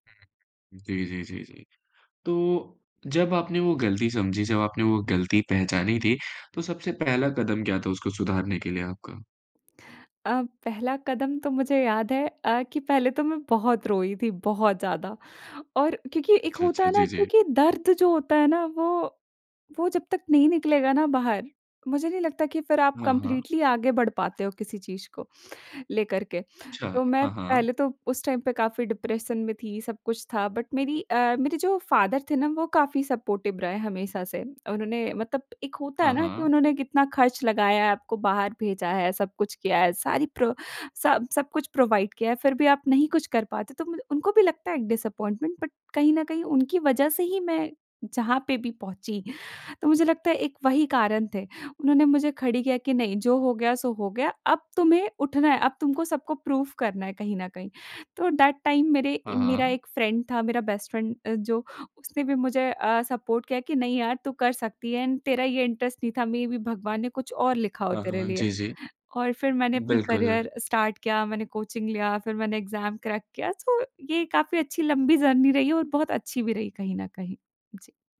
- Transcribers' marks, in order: other background noise; in English: "कम्प्लीटली"; tapping; in English: "टाइम"; in English: "डिप्रेशन"; in English: "बट"; in English: "फादर"; in English: "सपोर्टिव"; in English: "प्रोवाइड"; in English: "डिसअपॉइंटमेंट, बट"; in English: "प्रूफ"; in English: "दैट टाइम"; in English: "फ्रेंड"; in English: "बेस्ट फ्रेंड"; in English: "सपोर्ट"; in English: "एंड"; in English: "इंटरेस्ट"; in English: "मेबी"; in English: "करियर स्टार्ट"; in English: "कोचिंग"; in English: "एग्ज़ाम क्रैक"; in English: "सो"; in English: "जर्नी"
- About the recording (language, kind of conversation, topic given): Hindi, podcast, कौन सी गलती बाद में आपके लिए वरदान साबित हुई?